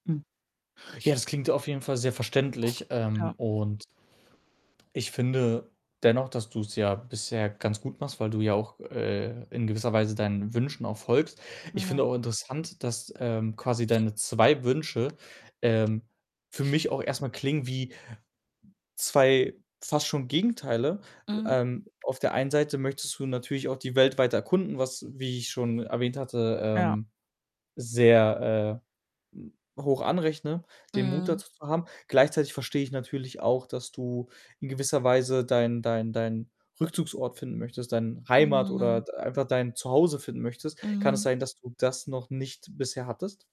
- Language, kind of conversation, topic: German, advice, Wie treffe ich wichtige Entscheidungen, wenn die Zukunft unsicher ist und ich mich unsicher fühle?
- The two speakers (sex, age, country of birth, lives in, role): female, 25-29, Germany, Sweden, user; male, 25-29, Germany, Germany, advisor
- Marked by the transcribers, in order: other background noise; static